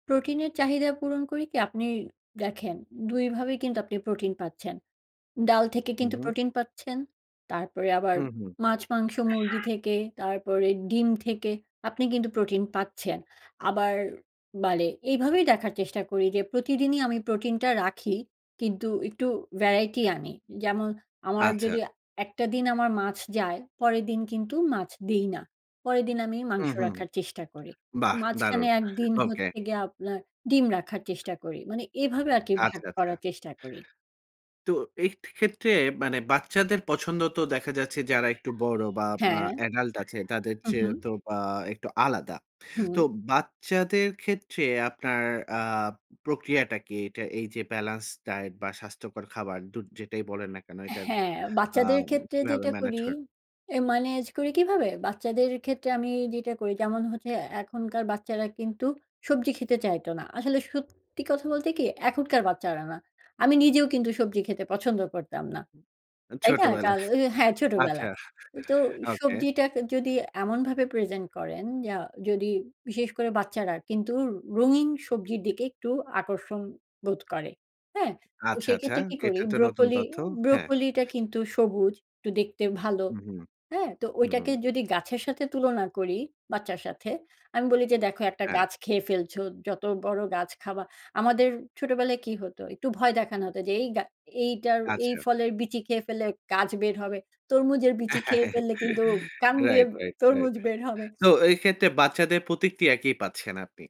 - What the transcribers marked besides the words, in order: other background noise; in English: "variety"; background speech; in English: "adult"; in English: "balance diet"; chuckle; laughing while speaking: "তরমুজ বের হবে"
- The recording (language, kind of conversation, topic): Bengali, podcast, স্বাস্থ্যকর খাবার রান্না করার জন্য কী কী টিপস দেবেন?